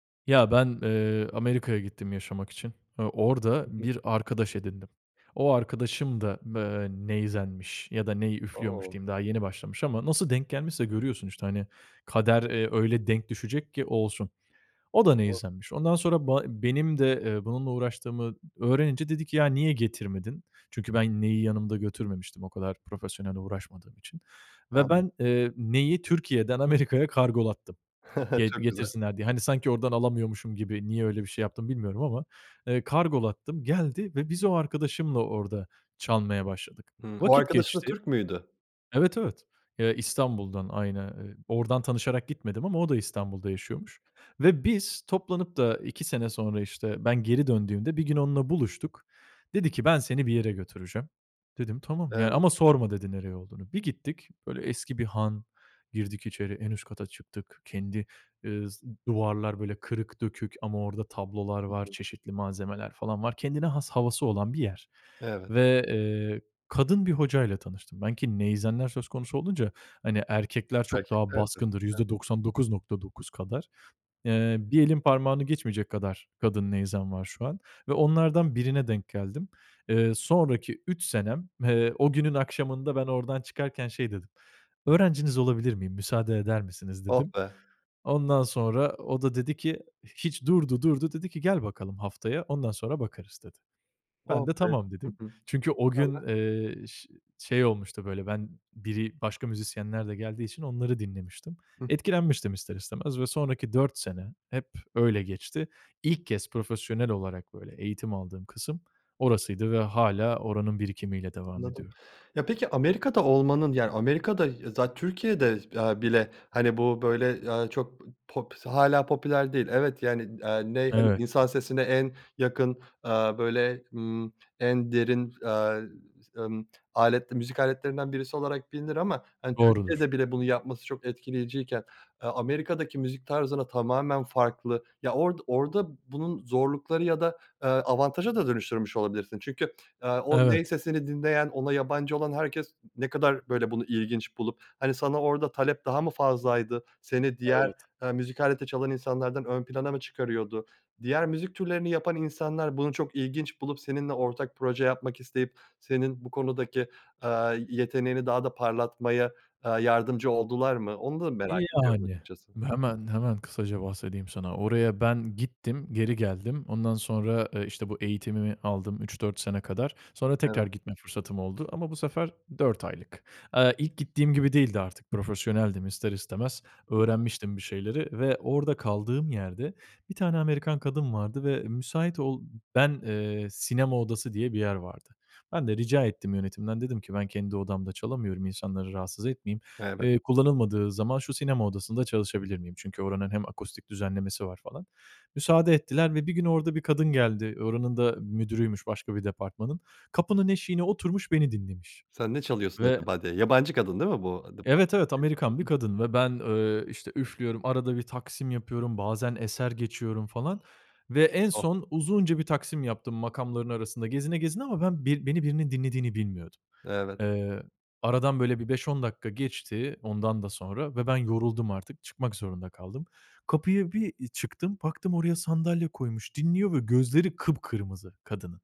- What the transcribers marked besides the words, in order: unintelligible speech; laughing while speaking: "Çok güzel"; other background noise
- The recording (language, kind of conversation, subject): Turkish, podcast, Kendi müzik tarzını nasıl keşfettin?